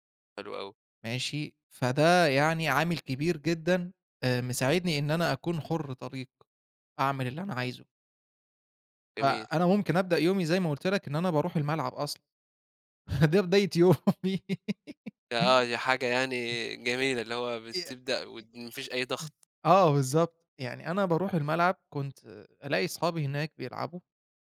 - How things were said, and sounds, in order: chuckle; laughing while speaking: "يومي"; laugh; tapping
- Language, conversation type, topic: Arabic, podcast, إزاي بتوازن بين استمتاعك اليومي وخططك للمستقبل؟